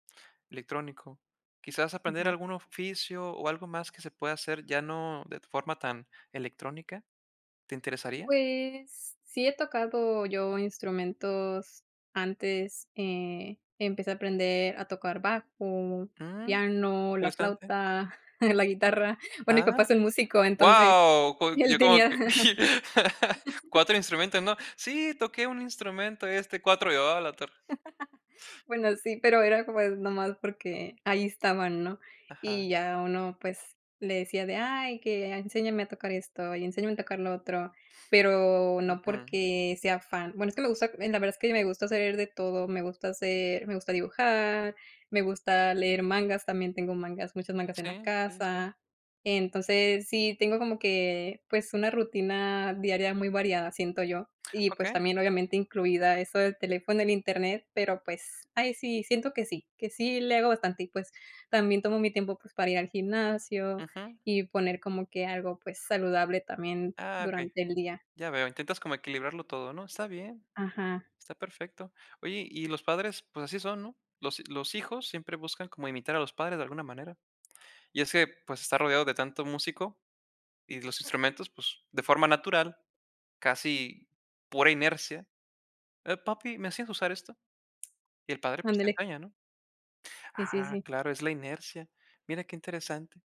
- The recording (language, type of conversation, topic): Spanish, podcast, ¿Cómo usas el celular en tu día a día?
- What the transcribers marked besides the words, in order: chuckle; laugh; laugh; laugh